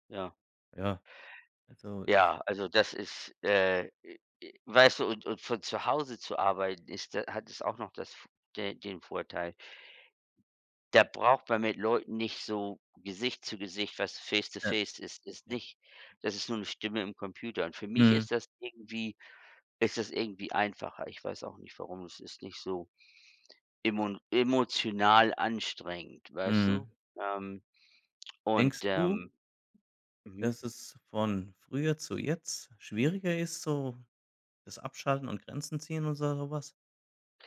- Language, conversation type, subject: German, unstructured, Wie findest du die richtige Balance zwischen Arbeit und Freizeit?
- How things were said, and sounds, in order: tapping